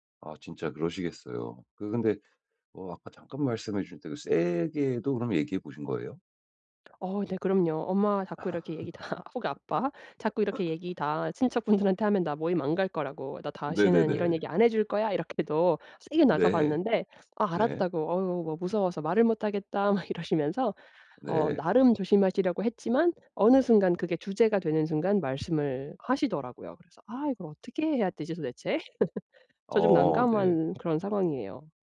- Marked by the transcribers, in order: other background noise; laugh; laughing while speaking: "다 혹 아빠"; tapping; laughing while speaking: "막 이러시면서"; laugh
- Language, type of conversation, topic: Korean, advice, 파티나 모임에서 불편한 대화를 피하면서 분위기를 즐겁게 유지하려면 어떻게 해야 하나요?